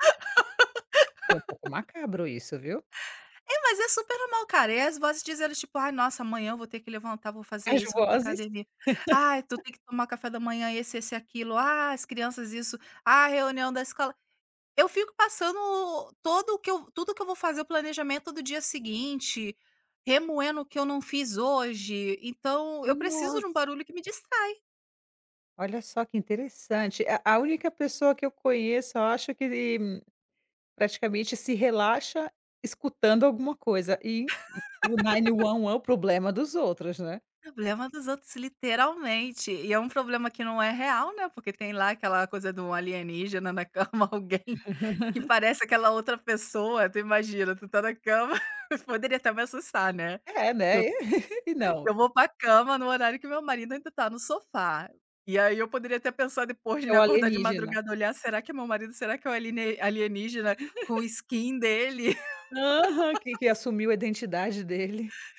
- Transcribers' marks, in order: laugh; laugh; laugh; in English: "nine one one"; tapping; chuckle; laughing while speaking: "cama, alguém"; chuckle; laugh; laugh; in English: "skin"; laugh
- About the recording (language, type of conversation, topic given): Portuguese, advice, Como posso lidar com a dificuldade de desligar as telas antes de dormir?